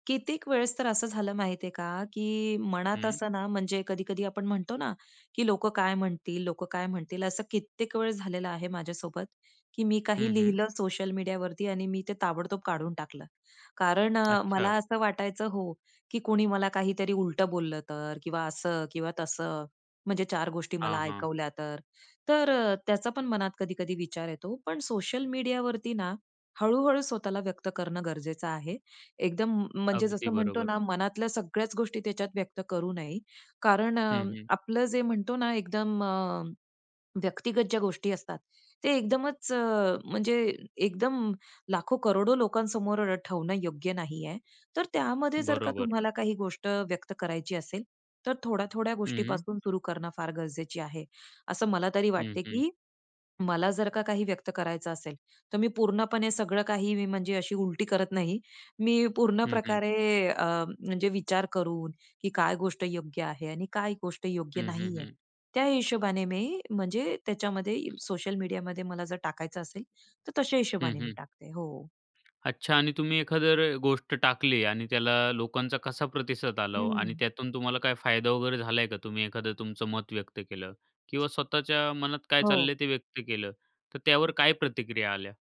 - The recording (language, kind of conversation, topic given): Marathi, podcast, तुम्ही स्वतःला व्यक्त करण्यासाठी सर्वात जास्त कोणता मार्ग वापरता?
- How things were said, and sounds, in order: tapping; other background noise